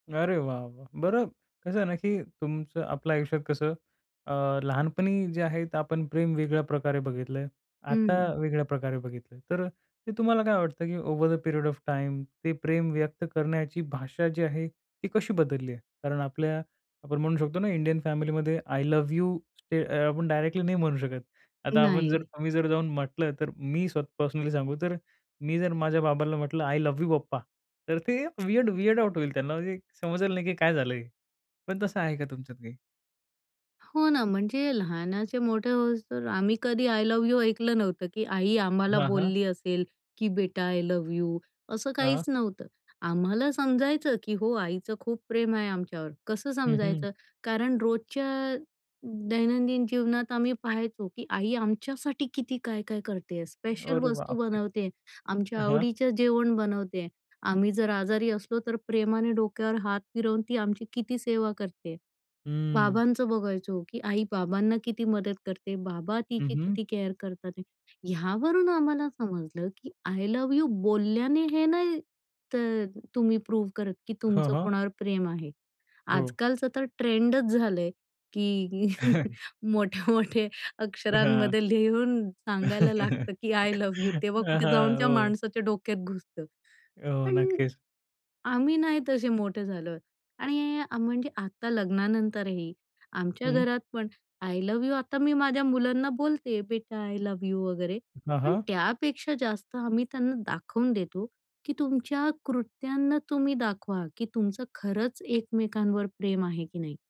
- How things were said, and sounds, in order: in English: "ओव्हर द पिरियड ऑफ टाईम"; in English: "इंडियन फॅमिलीमध्ये आय लव्ह यू"; in English: "डायरेक्टली"; in English: "पर्सनली"; in English: "आय लव्ह यू"; in English: "वीयर्ड वीयर्ड आउट"; in English: "आय लव्ह यू"; in English: "आय लव्ह यू"; in English: "स्पेशल"; in English: "केअर"; in English: "आय लव्ह यू"; in English: "प्रूव्ह"; in English: "ट्रेंडच"; chuckle; laughing while speaking: "मोठ्या-मोठ्या"; laughing while speaking: "हां"; laugh; laughing while speaking: "हां, हां"; in English: "आय लव्ह यू"; in English: "आय लव्ह यू"; in English: "आय लव्ह यू"
- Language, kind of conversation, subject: Marathi, podcast, तुमच्या घरात प्रेम व्यक्त करण्याची पद्धत काय आहे?